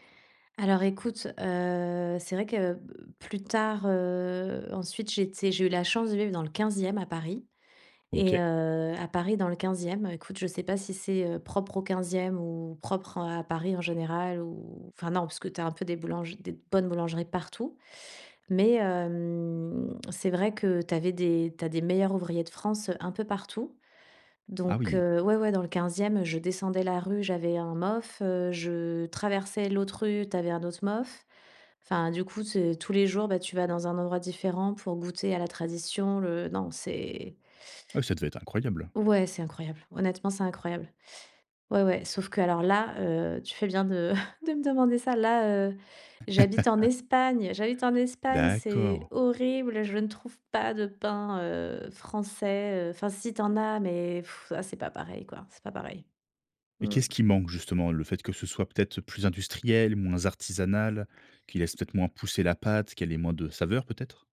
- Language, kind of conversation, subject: French, podcast, Quel souvenir gardes-tu d’une boulangerie de ton quartier ?
- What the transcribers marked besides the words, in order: drawn out: "hem"; chuckle; laughing while speaking: "de me demander ça"; chuckle; blowing